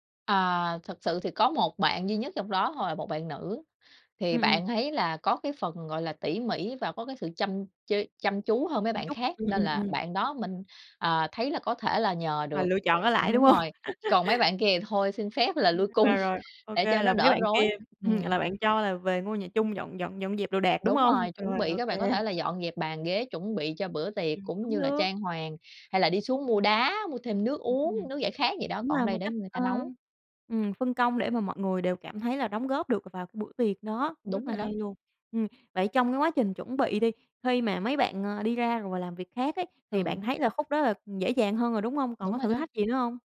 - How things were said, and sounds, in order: laughing while speaking: "hông?"; laugh; other background noise; laughing while speaking: "cung"
- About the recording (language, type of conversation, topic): Vietnamese, podcast, Bạn có thể kể về bữa ăn bạn nấu khiến người khác ấn tượng nhất không?